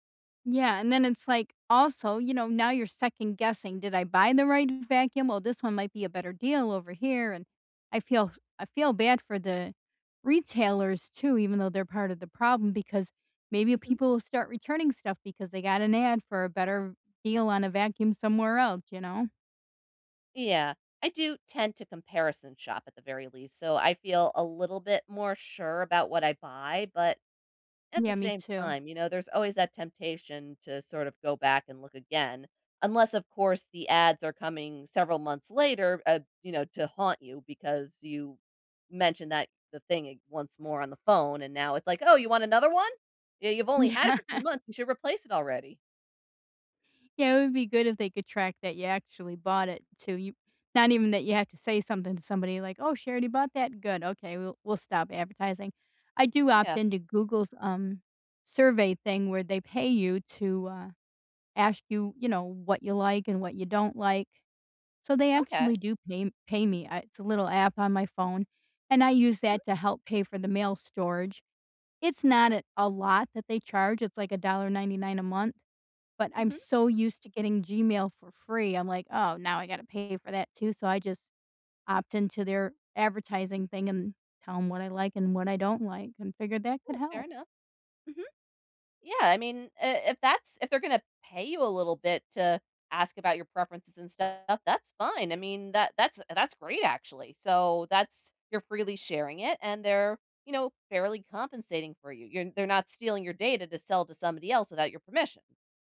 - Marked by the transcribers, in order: laughing while speaking: "Yeah"; tapping; other background noise
- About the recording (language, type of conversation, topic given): English, unstructured, Should I be worried about companies selling my data to advertisers?